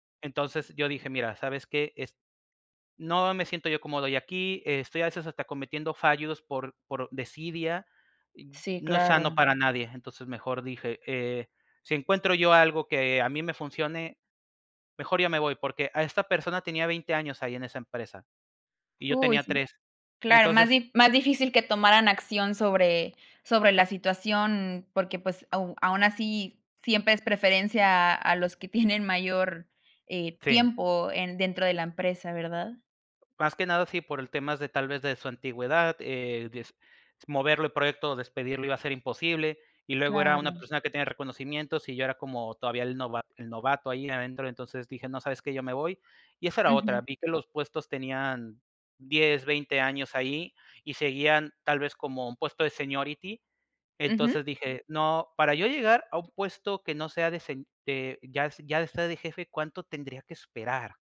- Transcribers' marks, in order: tapping; laughing while speaking: "tienen"; other noise; in English: "seniority"
- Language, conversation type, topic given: Spanish, podcast, ¿Cómo sabes cuándo es hora de cambiar de trabajo?